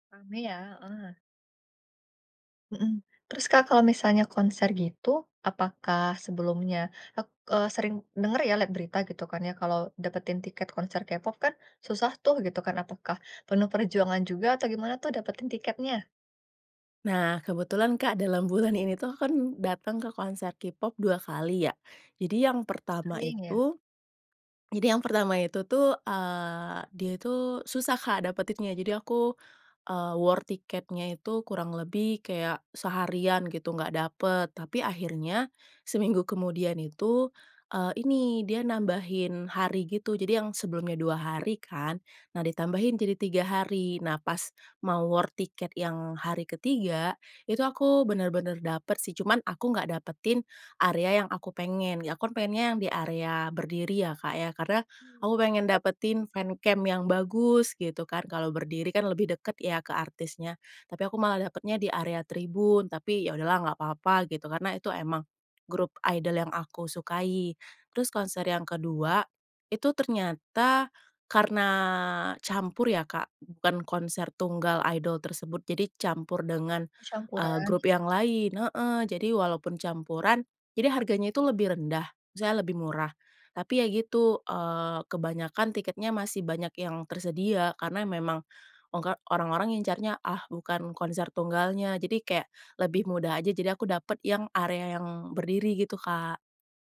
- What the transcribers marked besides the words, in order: other background noise; in English: "war"; tapping; in English: "war"; unintelligible speech; in English: "fancamp"
- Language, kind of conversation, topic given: Indonesian, podcast, Apa pengalaman menonton konser paling berkesan yang pernah kamu alami?